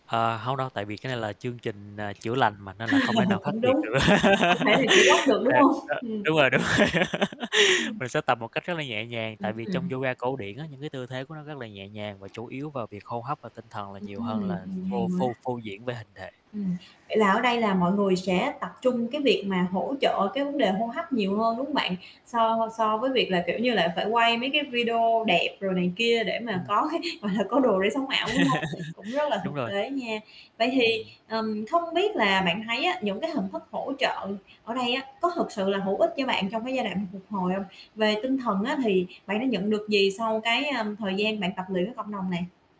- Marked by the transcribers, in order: tapping; static; laugh; distorted speech; laugh; laughing while speaking: "hông?"; laughing while speaking: "rồi"; laugh; laughing while speaking: "có cái"; laugh
- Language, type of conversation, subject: Vietnamese, podcast, Cộng đồng và mạng lưới hỗ trợ giúp một người hồi phục như thế nào?